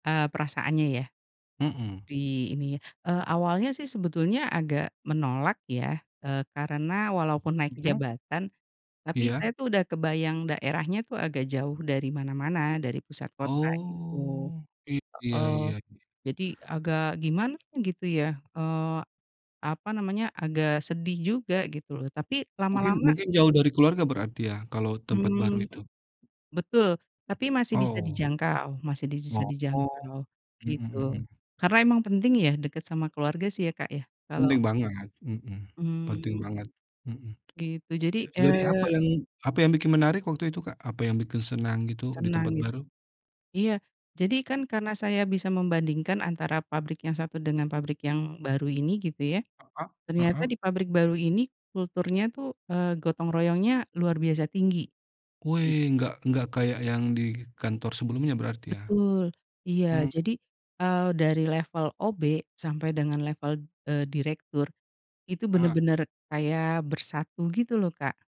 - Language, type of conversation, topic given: Indonesian, unstructured, Apa hal paling menyenangkan yang pernah terjadi di tempat kerja?
- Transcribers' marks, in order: drawn out: "Oh"; "bisa" said as "disa"; tapping; other background noise; other noise